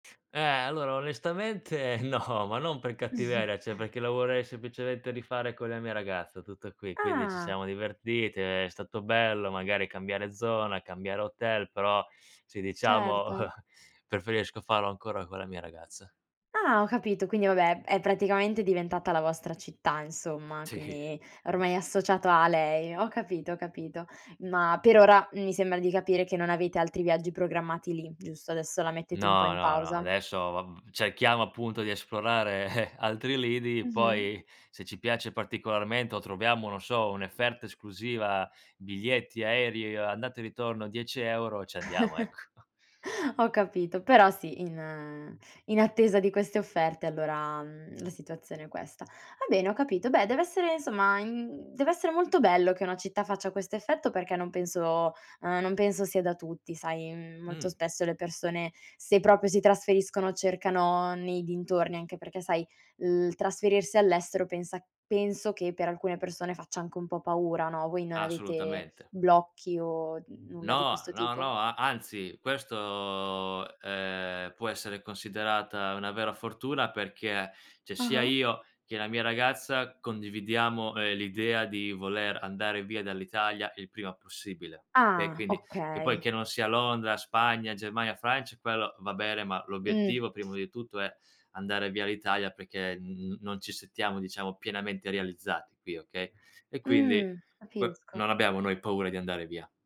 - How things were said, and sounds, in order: laughing while speaking: "no"; chuckle; "cioè" said as "ceh"; chuckle; laughing while speaking: "Sì"; chuckle; "un'offerta" said as "efferta"; laugh; chuckle; "cioè" said as "ceh"
- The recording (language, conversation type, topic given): Italian, podcast, Mi racconti di un viaggio che ti ha cambiato la vita?
- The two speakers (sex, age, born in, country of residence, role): female, 20-24, Italy, Italy, host; male, 25-29, Italy, Italy, guest